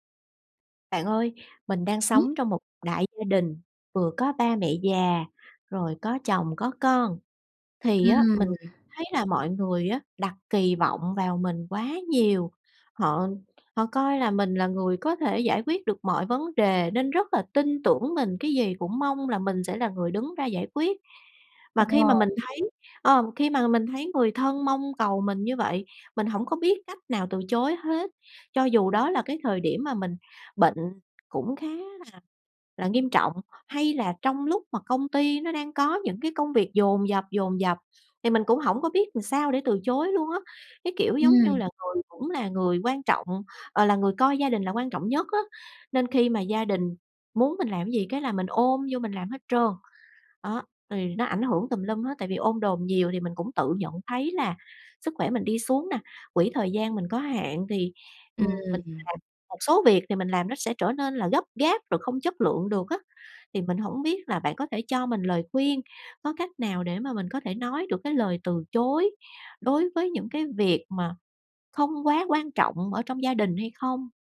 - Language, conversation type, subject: Vietnamese, advice, Làm thế nào để nói “không” khi người thân luôn mong tôi đồng ý mọi việc?
- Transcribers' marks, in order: unintelligible speech; "làm" said as "ừn"